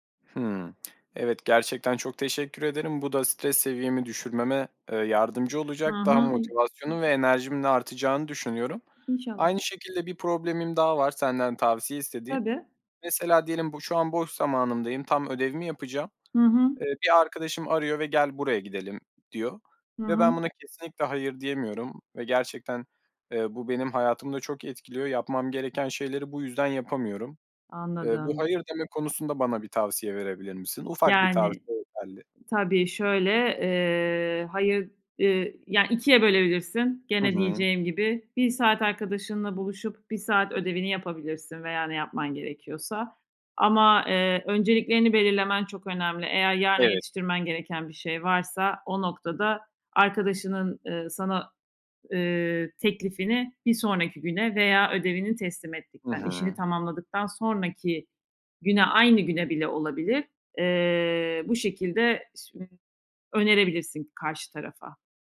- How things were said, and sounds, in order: tapping; unintelligible speech
- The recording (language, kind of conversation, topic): Turkish, advice, Sürekli erteleme yüzünden hedeflerime neden ulaşamıyorum?
- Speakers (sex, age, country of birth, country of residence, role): female, 40-44, Turkey, Hungary, advisor; male, 20-24, Turkey, Poland, user